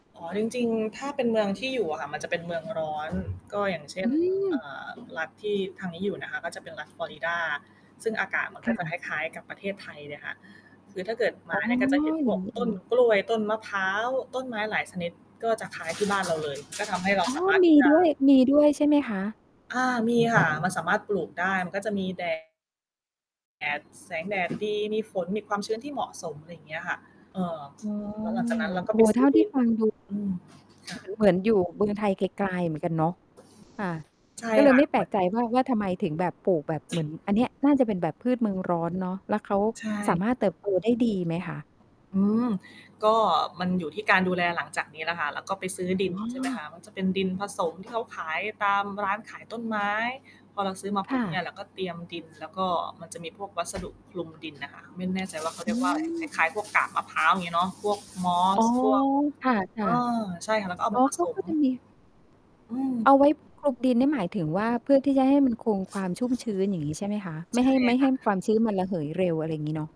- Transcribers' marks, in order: static; tapping; distorted speech; other background noise; mechanical hum
- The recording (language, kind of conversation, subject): Thai, podcast, ควรเริ่มปลูกผักกินเองอย่างไร?